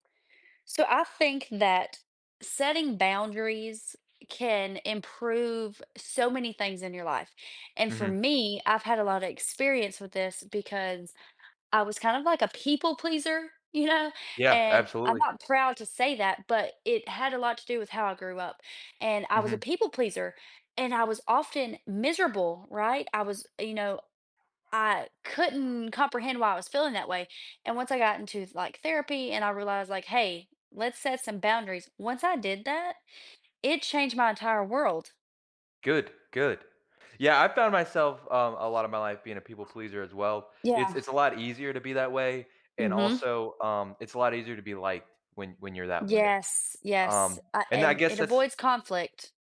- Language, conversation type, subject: English, unstructured, How do clear boundaries contribute to healthier relationships and greater self-confidence?
- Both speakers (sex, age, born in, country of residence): female, 25-29, United States, United States; male, 20-24, United States, United States
- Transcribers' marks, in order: laughing while speaking: "know"; other background noise